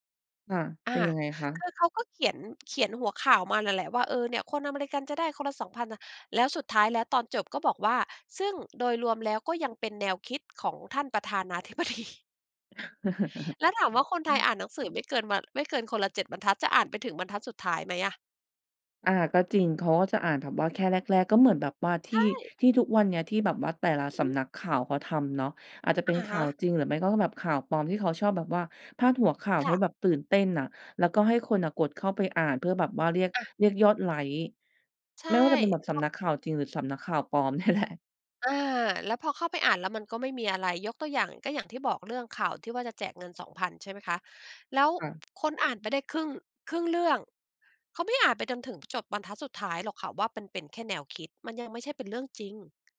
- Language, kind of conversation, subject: Thai, podcast, เวลาเจอข่าวปลอม คุณทำอะไรเป็นอย่างแรก?
- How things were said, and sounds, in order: laughing while speaking: "ธิบดี"; chuckle; laughing while speaking: "เนี่ยแหละ"